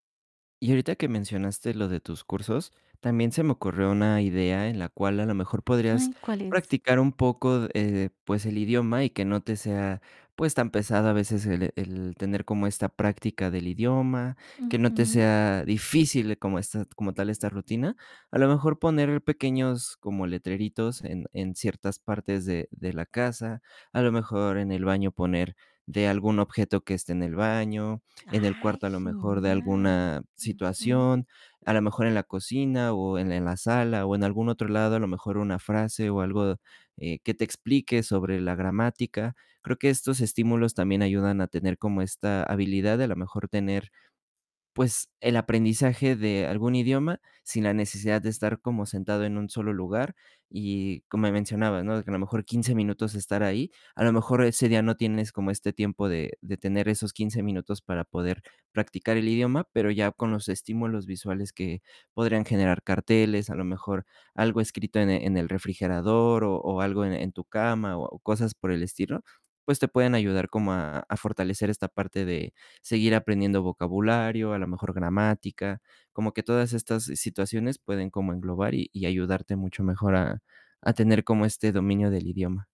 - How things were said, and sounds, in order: static; tapping
- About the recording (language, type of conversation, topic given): Spanish, advice, ¿Por qué abandono nuevas rutinas después de pocos días?